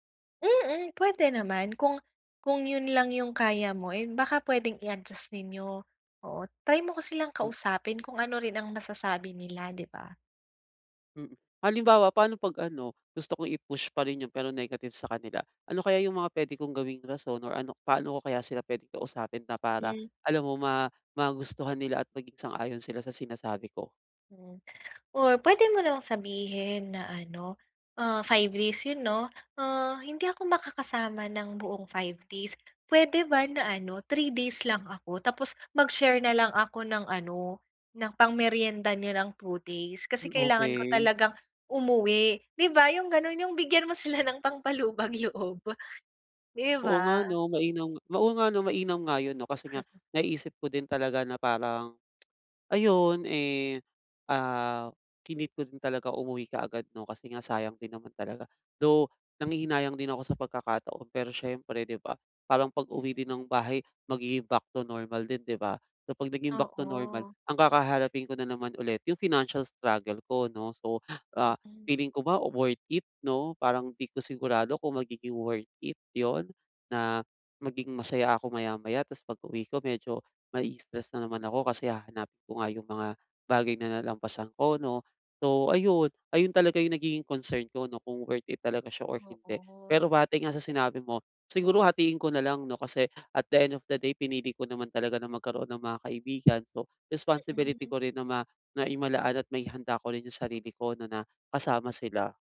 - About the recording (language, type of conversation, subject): Filipino, advice, Paano ko dapat timbangin ang oras kumpara sa pera?
- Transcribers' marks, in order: gasp; laughing while speaking: "sila ng pangpalubag loob"; chuckle; teeth sucking; in English: "back to normal"; in English: "back to normal"; in English: "financial struggle"; gasp; in English: "at the end of the day"